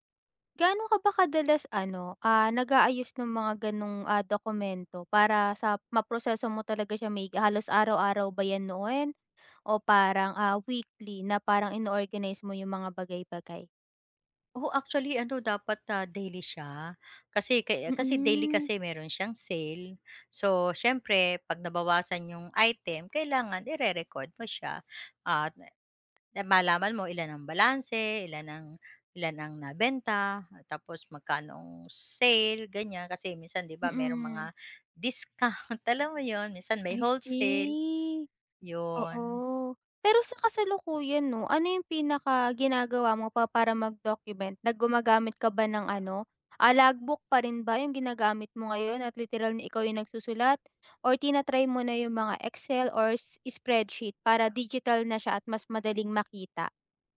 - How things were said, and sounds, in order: tapping; laughing while speaking: "discount"; other background noise
- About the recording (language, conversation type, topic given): Filipino, advice, Paano ako makakapagmuni-muni at makakagamit ng naidokumento kong proseso?
- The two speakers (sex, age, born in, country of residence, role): female, 20-24, Philippines, Philippines, advisor; female, 55-59, Philippines, Philippines, user